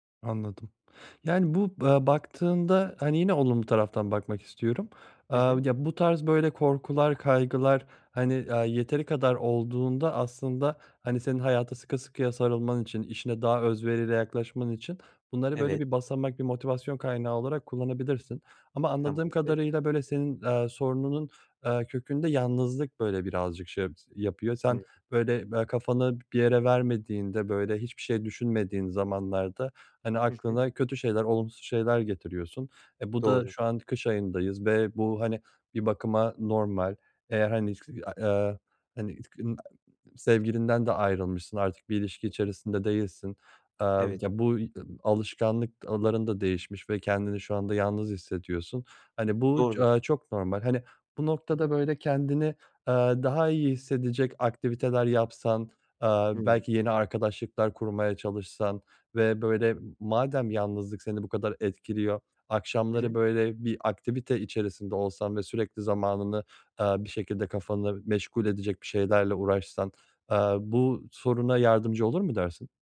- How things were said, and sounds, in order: other noise; unintelligible speech; unintelligible speech; unintelligible speech; tapping; unintelligible speech
- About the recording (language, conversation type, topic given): Turkish, advice, Duygusal denge ve belirsizlik